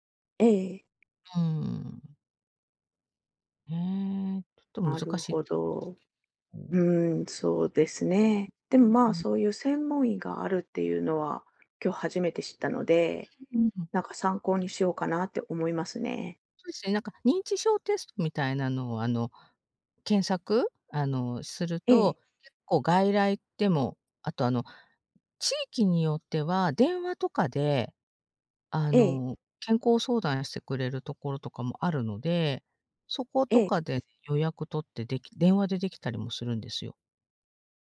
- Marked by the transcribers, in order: other background noise
- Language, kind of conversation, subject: Japanese, advice, 家族とのコミュニケーションを改善するにはどうすればよいですか？